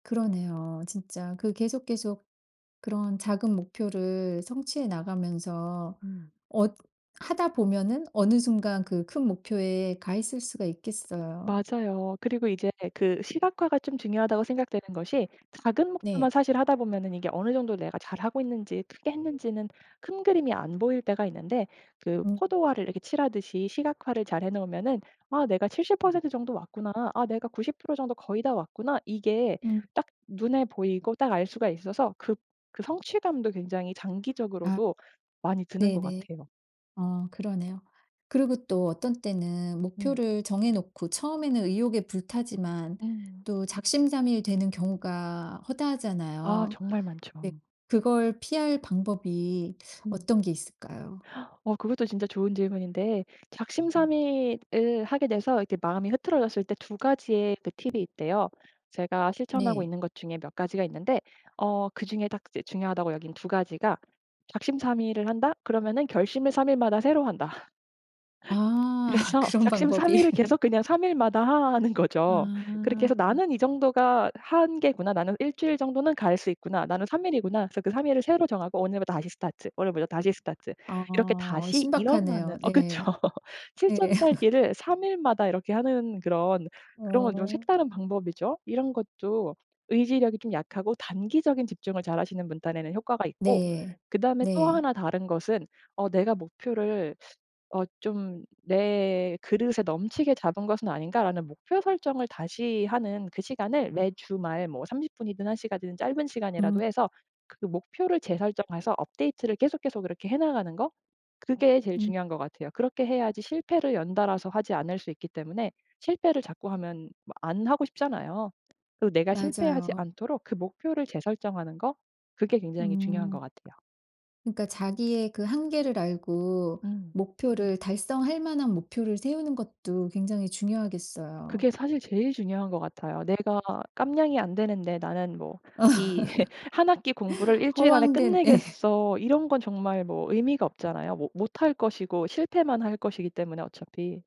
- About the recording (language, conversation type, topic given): Korean, podcast, 공부 동기 부여를 보통 어떻게 유지해 왔나요?
- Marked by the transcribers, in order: tapping; other background noise; laugh; laughing while speaking: "그래서"; laughing while speaking: "아. 그런 방법이"; laughing while speaking: "예"; laughing while speaking: "그쵸"; laugh; laughing while speaking: "이"; laughing while speaking: "예"